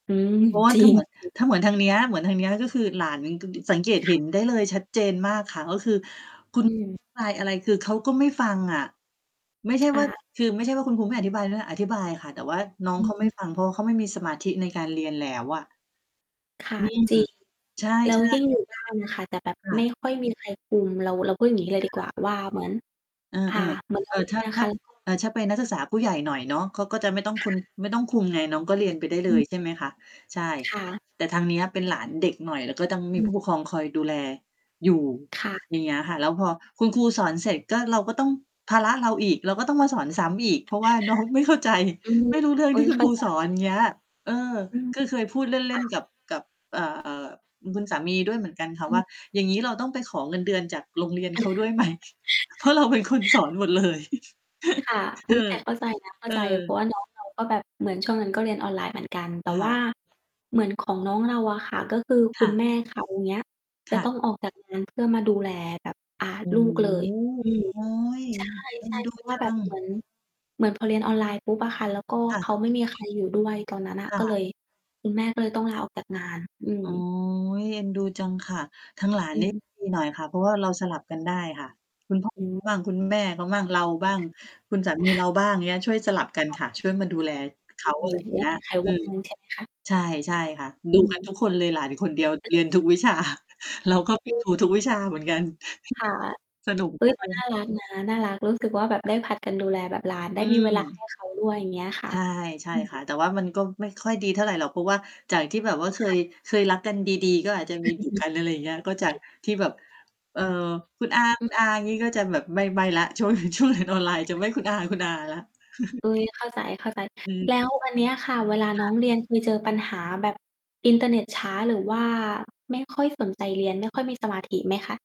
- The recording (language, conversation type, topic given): Thai, unstructured, การเรียนออนไลน์มีข้อดีและข้อเสียอย่างไร?
- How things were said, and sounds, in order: distorted speech; unintelligible speech; mechanical hum; other noise; laughing while speaking: "น้องไม่เข้าใจ"; chuckle; tapping; laughing while speaking: "ไหม เพราะเราเป็นคนสอนหมดเลย"; chuckle; chuckle; chuckle; chuckle; chuckle; laughing while speaking: "ช่วงเรียนออนไลน์จะไม่คุณอา คุณอาแล้ว"; unintelligible speech; chuckle